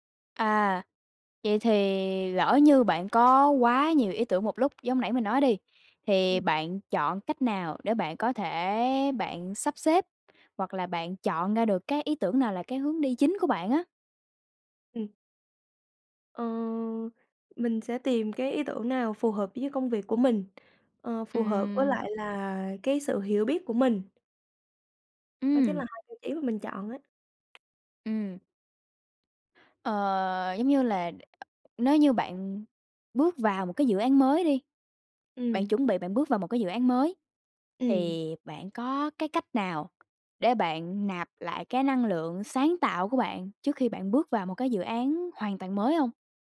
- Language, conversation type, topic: Vietnamese, podcast, Bạn làm thế nào để vượt qua cơn bí ý tưởng?
- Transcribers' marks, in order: tapping; other noise